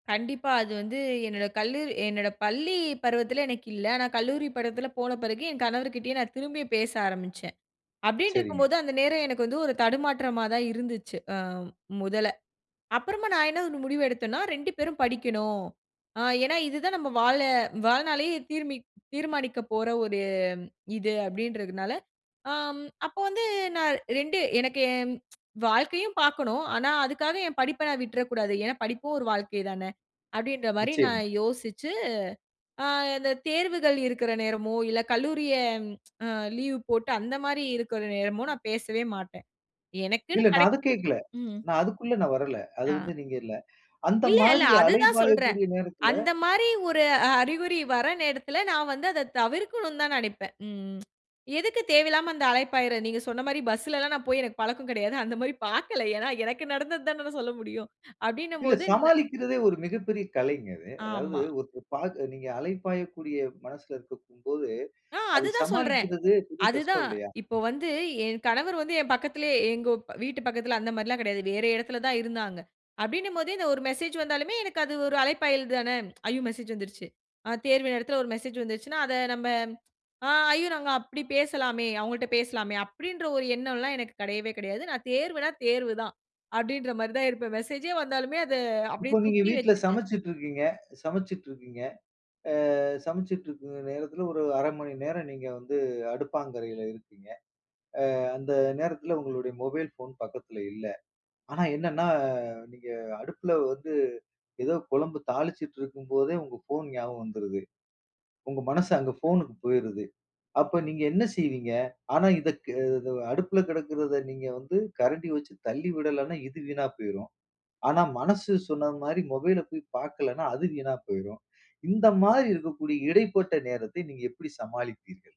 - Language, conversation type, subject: Tamil, podcast, சில நேரங்களில் கவனம் சிதறும்போது அதை நீங்கள் எப்படி சமாளிக்கிறீர்கள்?
- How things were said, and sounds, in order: tsk; tsk; other background noise; tsk; laughing while speaking: "அந்த மாரி பார்க்கல, ஏனா எனக்கு நடந்தது தானே நான் சொல்ல முடியும்"; tsk